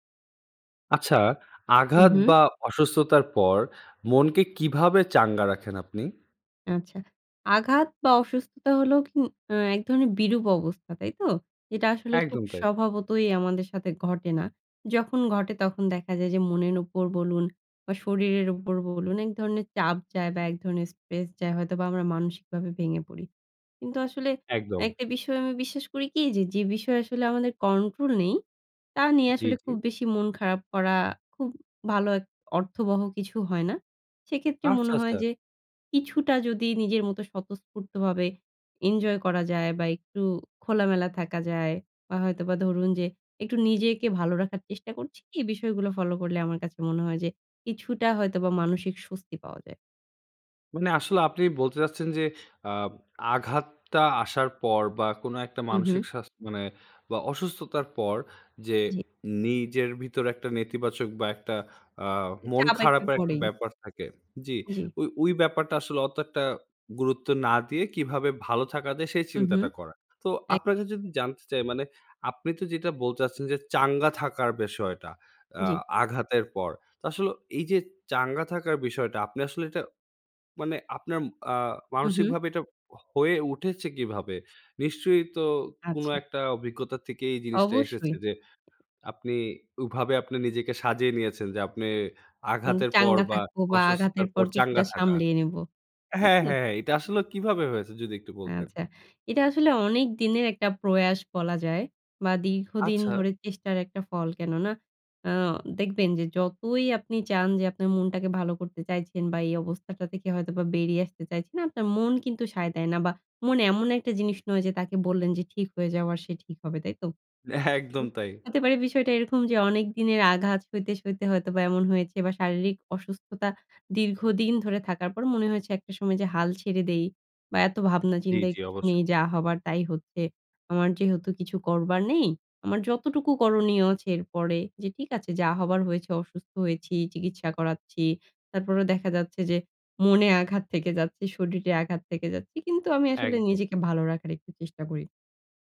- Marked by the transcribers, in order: other background noise; "মনের" said as "মনেন"; "স্ট্রেস" said as "স্প্রেস"; "বিষয়টা" said as "বেষয়টা"; "ওইভাবে" said as "উভাবে"; laughing while speaking: "হ্যাঁ, একদম তাই"
- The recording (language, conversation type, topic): Bengali, podcast, আঘাত বা অসুস্থতার পর মনকে কীভাবে চাঙ্গা রাখেন?